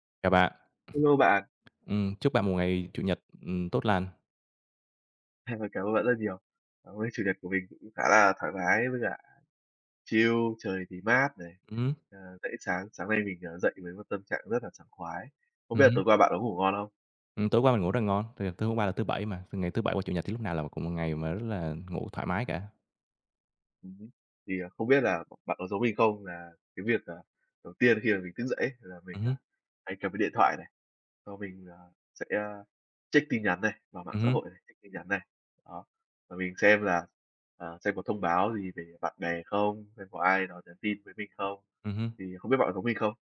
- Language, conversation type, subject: Vietnamese, unstructured, Bạn thấy ảnh hưởng của mạng xã hội đến các mối quan hệ như thế nào?
- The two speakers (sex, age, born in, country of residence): male, 20-24, Vietnam, Vietnam; male, 25-29, Vietnam, Vietnam
- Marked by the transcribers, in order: other background noise; tapping; in English: "chill"; other noise